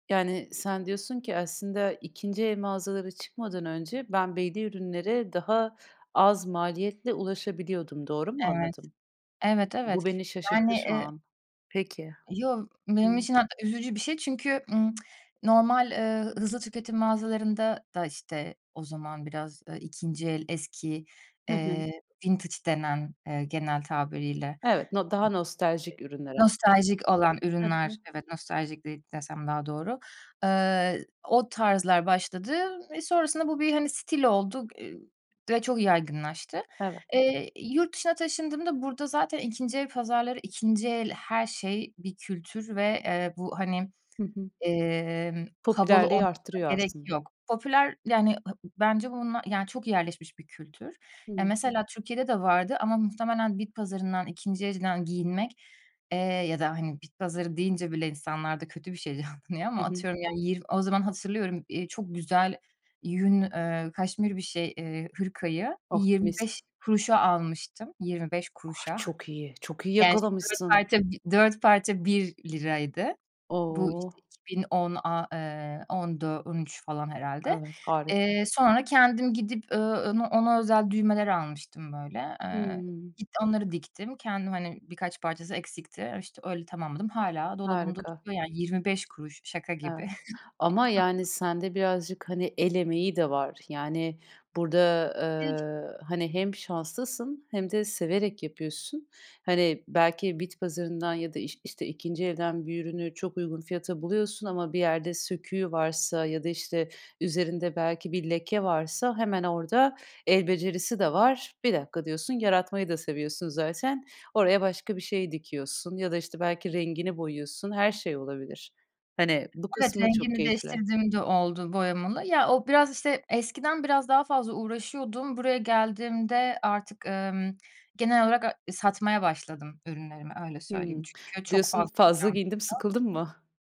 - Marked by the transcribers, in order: lip smack; in English: "vintage"; other background noise; other noise; stressed: "ikinci el her şey"; laughing while speaking: "canlanıyor"; chuckle; unintelligible speech
- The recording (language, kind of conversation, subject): Turkish, podcast, Bütçen kısıtlandığında stilini nasıl koruyorsun?